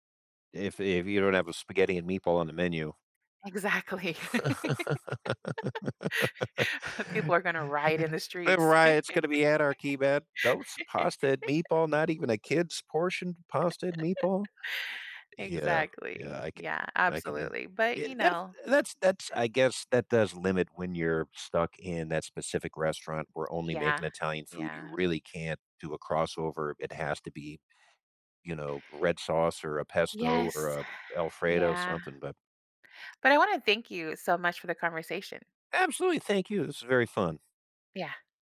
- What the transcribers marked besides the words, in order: laughing while speaking: "Exactly"; laugh; laugh; tapping; exhale
- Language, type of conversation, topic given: English, unstructured, How can one get creatively unstuck when every idea feels flat?
- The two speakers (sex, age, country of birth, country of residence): female, 45-49, United States, United States; male, 50-54, United States, United States